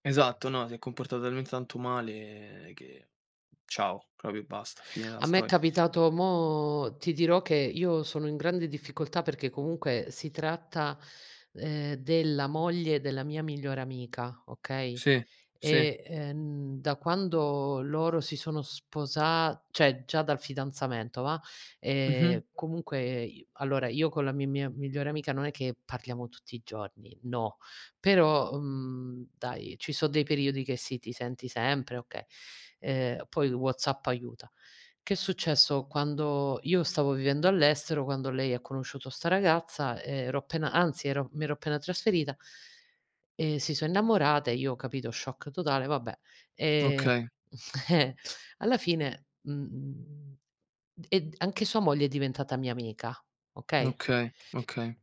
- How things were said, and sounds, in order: "cioè" said as "ceh"; in English: "shock"; tapping
- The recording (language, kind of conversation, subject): Italian, unstructured, Come gestisci un disaccordo con un amico stretto?